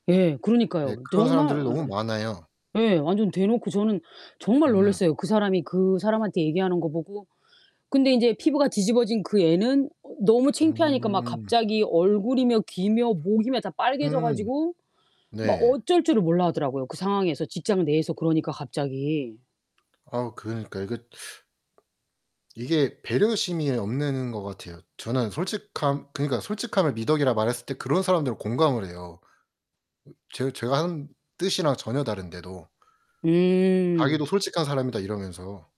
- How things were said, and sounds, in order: other background noise
- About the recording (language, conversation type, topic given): Korean, unstructured, 인간관계에서 가장 중요한 가치는 무엇이라고 생각하시나요?